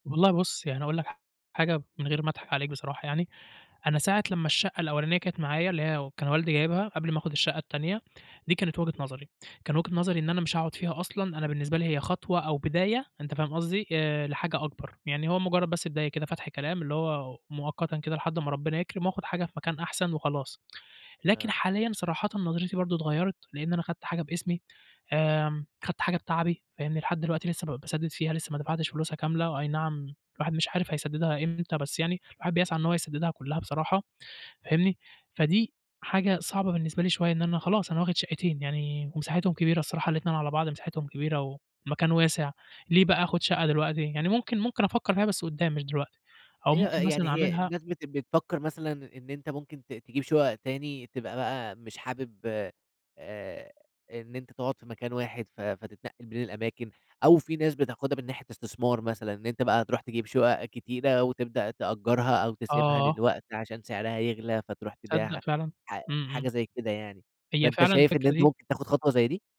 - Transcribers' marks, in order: none
- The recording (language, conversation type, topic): Arabic, podcast, إيه كان إحساسك أول ما اشتريت بيتك؟